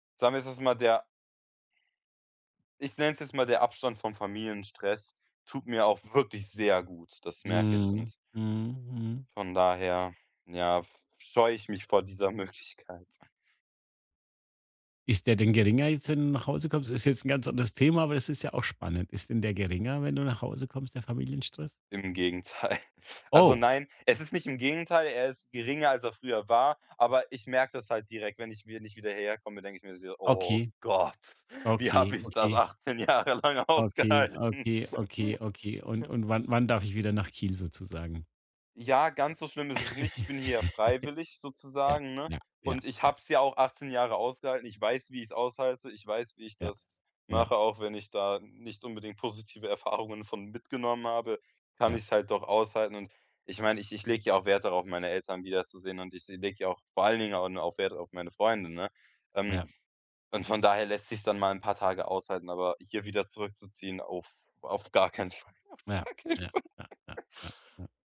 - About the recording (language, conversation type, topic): German, advice, Wie kann ich eine Freundschaft über Distanz gut erhalten?
- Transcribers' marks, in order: laughing while speaking: "Möglichkeit"; laughing while speaking: "Gegenteil"; laughing while speaking: "achtzehn Jahre lang ausgehalten?"; laugh; laugh; laughing while speaking: "Erfahrungen"; laughing while speaking: "Auf gar keinen Fall"; laugh